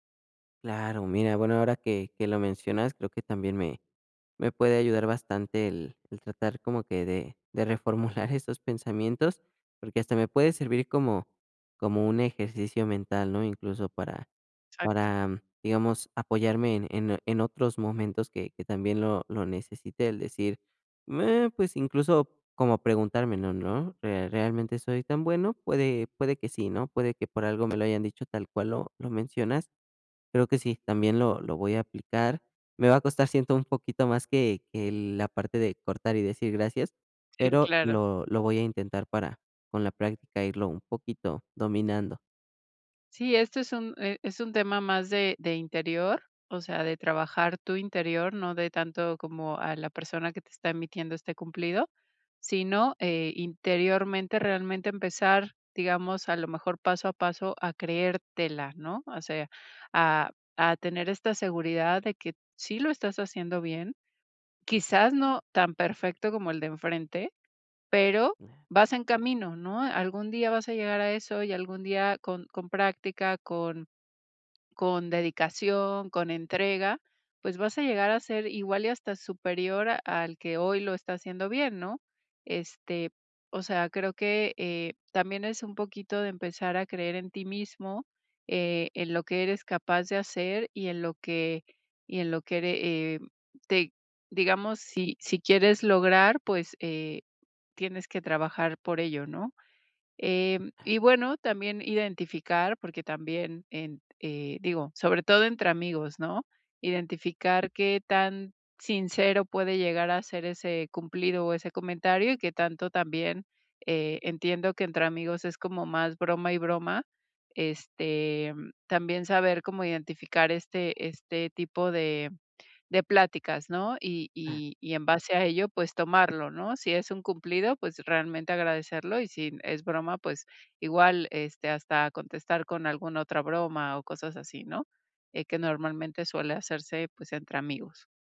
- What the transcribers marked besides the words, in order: laughing while speaking: "reformular"; other background noise
- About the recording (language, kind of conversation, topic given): Spanish, advice, ¿Cómo puedo aceptar cumplidos con confianza sin sentirme incómodo ni minimizarlos?